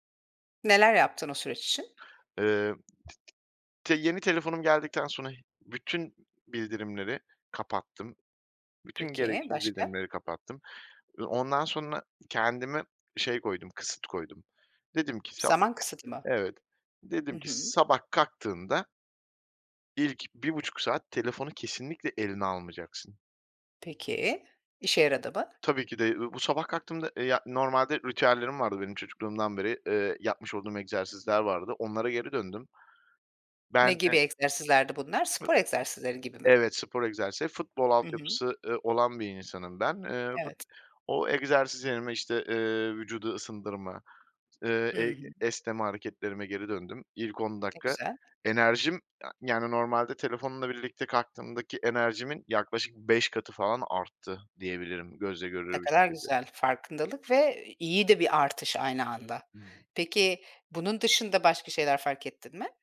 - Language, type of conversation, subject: Turkish, podcast, Sosyal medyanın ruh sağlığı üzerindeki etkisini nasıl yönetiyorsun?
- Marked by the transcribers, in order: tapping; other background noise; unintelligible speech